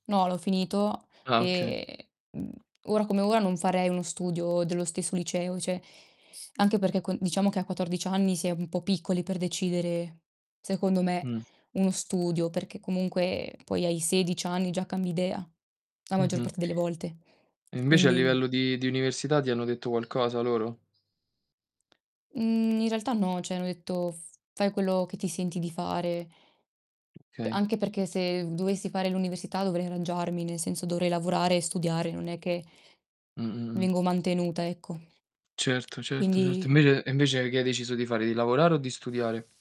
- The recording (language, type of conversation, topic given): Italian, unstructured, In che modo la tua famiglia influenza le tue scelte?
- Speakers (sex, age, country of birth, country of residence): female, 20-24, Italy, Italy; male, 25-29, Italy, Italy
- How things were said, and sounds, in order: distorted speech; drawn out: "e"; tapping; "cioè" said as "ceh"; other background noise; static